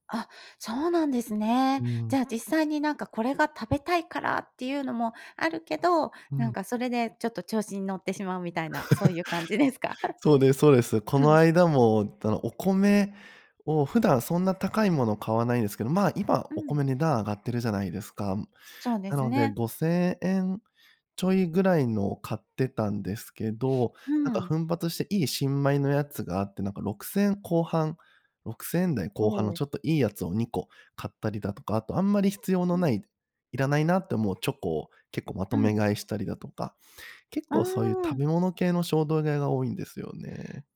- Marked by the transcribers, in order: laugh; laughing while speaking: "ですか？"; sniff
- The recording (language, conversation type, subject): Japanese, advice, 衝動買いを繰り返して貯金できない習慣をどう改善すればよいですか？